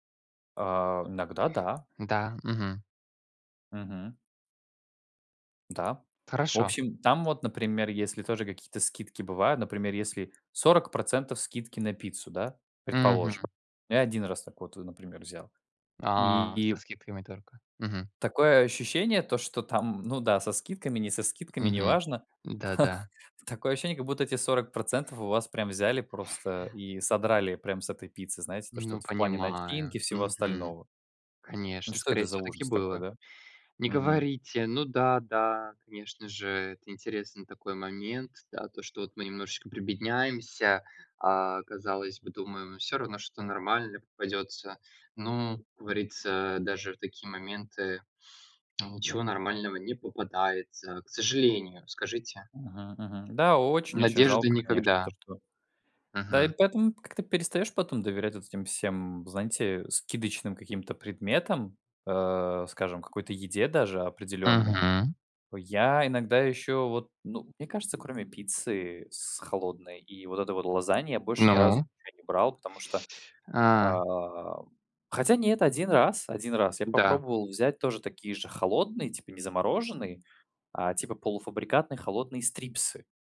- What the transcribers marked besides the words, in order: other background noise; chuckle; stressed: "к сожалению"
- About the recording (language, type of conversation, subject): Russian, unstructured, Что вас больше всего раздражает в готовых блюдах из магазина?